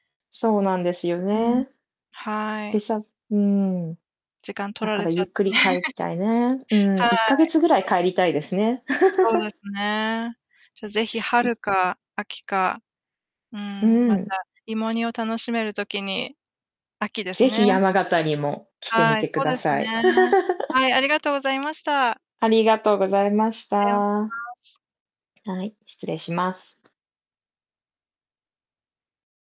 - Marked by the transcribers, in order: distorted speech; laughing while speaking: "ね"; laugh; unintelligible speech; laugh; laugh; other background noise
- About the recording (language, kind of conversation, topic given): Japanese, unstructured, 地元の料理でおすすめの一品は何ですか？
- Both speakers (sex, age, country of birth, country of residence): female, 30-34, Japan, United States; female, 45-49, Japan, United States